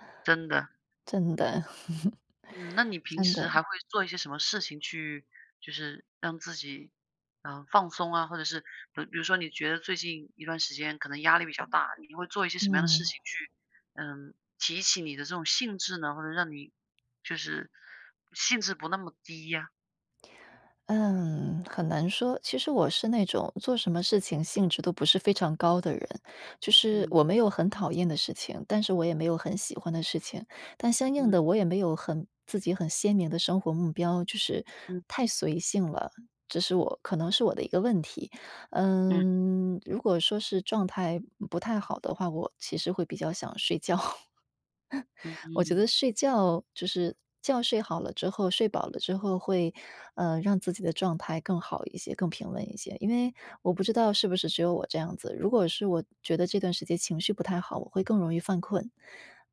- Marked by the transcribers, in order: chuckle; other background noise; tapping; laughing while speaking: "觉"; chuckle
- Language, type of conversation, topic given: Chinese, unstructured, 你怎么看待生活中的小确幸？